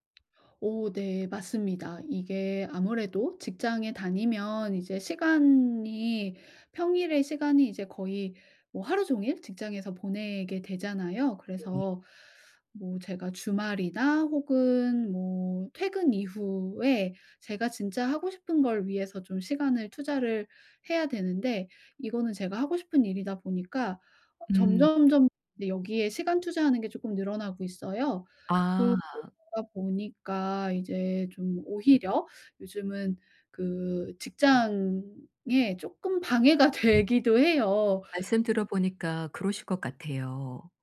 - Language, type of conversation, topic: Korean, advice, 경력 목표를 어떻게 설정하고 장기 계획을 어떻게 세워야 할까요?
- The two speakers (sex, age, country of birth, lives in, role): female, 40-44, South Korea, United States, user; female, 55-59, South Korea, South Korea, advisor
- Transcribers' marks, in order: tapping; other background noise